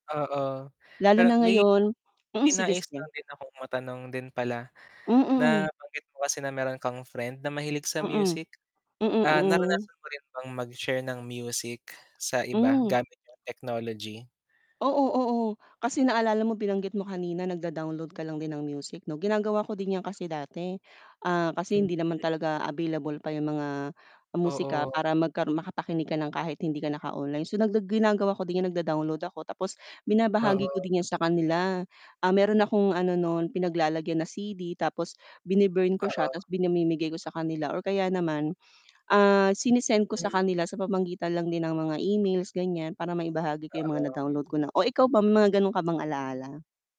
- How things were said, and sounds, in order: tapping; distorted speech; mechanical hum; static
- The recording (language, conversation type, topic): Filipino, unstructured, Paano mo nae-enjoy ang musika sa tulong ng teknolohiya?